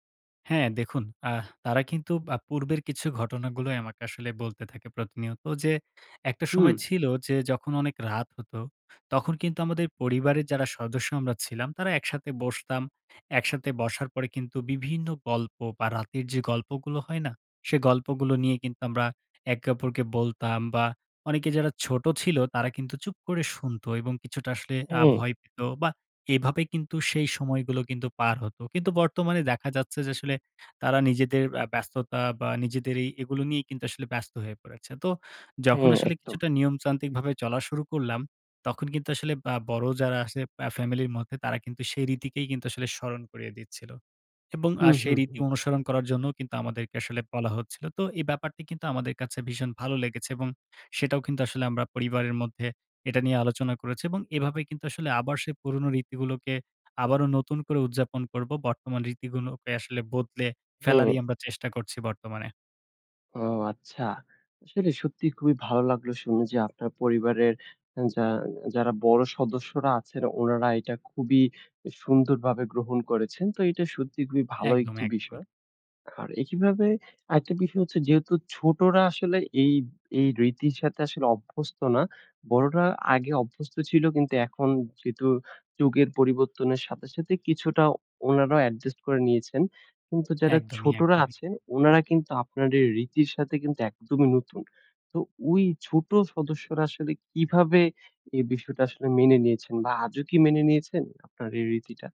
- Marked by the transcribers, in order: other background noise; in English: "অ্যাডজাস্ট"
- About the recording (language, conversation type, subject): Bengali, podcast, আপনি কি আপনার পরিবারের কোনো রীতি বদলেছেন, এবং কেন তা বদলালেন?